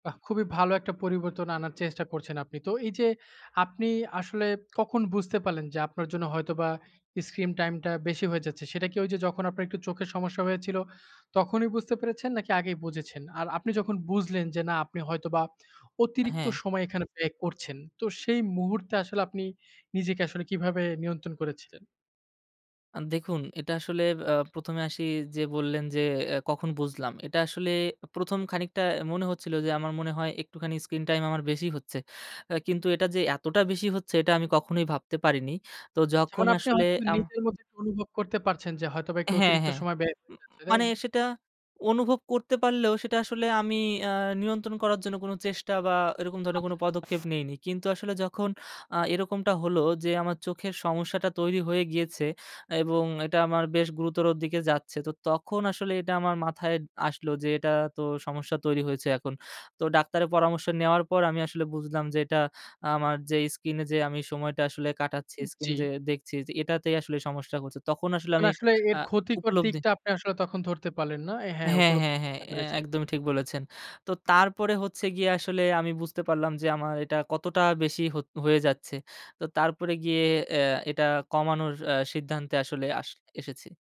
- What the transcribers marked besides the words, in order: other background noise
- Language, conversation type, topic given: Bengali, podcast, স্ক্রিন টাইম সামলাতে আপনার চর্চা কী?